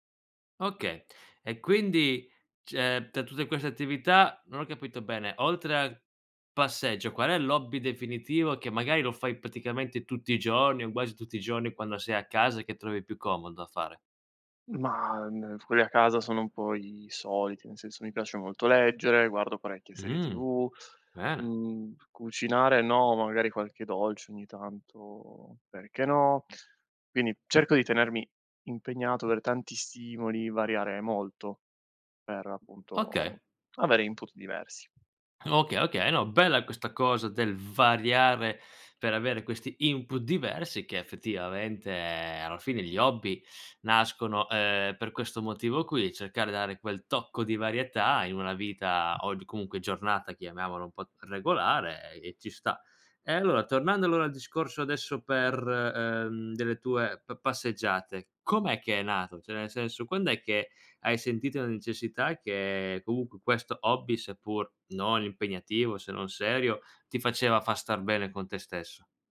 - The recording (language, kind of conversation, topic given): Italian, podcast, Com'è nata la tua passione per questo hobby?
- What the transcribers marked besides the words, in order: "cioè" said as "ceh"; "quasi" said as "guasi"; tapping; in English: "input"; in English: "input"; "Cioè" said as "ceh"